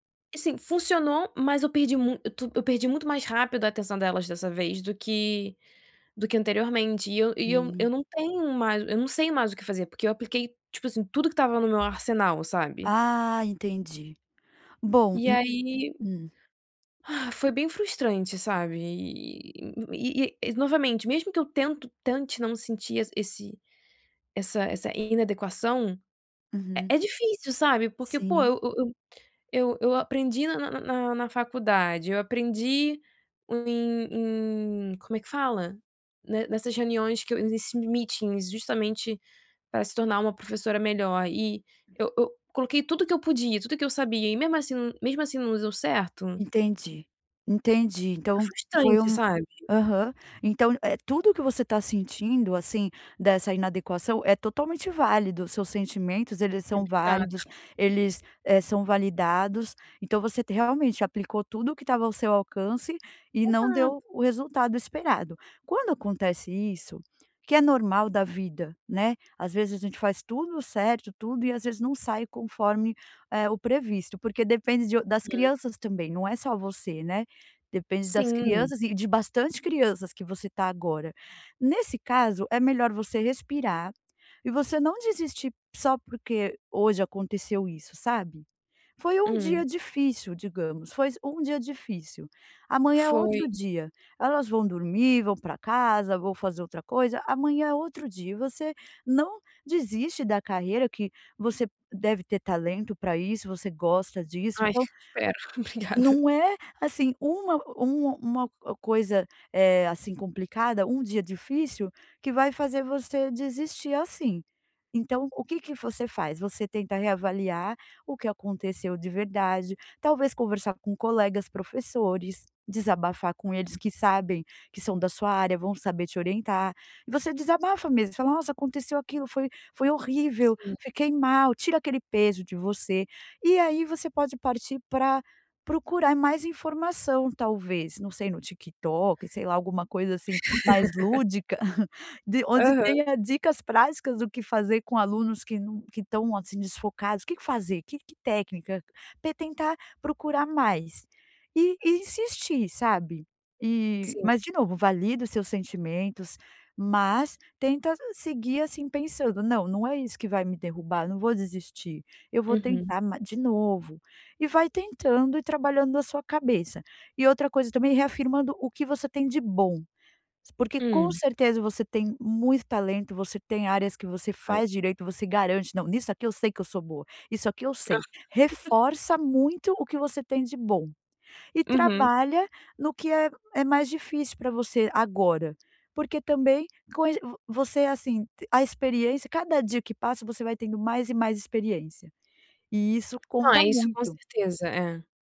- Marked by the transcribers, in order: sigh; tapping; in English: "meetings"; laughing while speaking: "Obrigada"; laugh; chuckle; chuckle
- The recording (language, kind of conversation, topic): Portuguese, advice, Como posso parar de me criticar tanto quando me sinto rejeitado ou inadequado?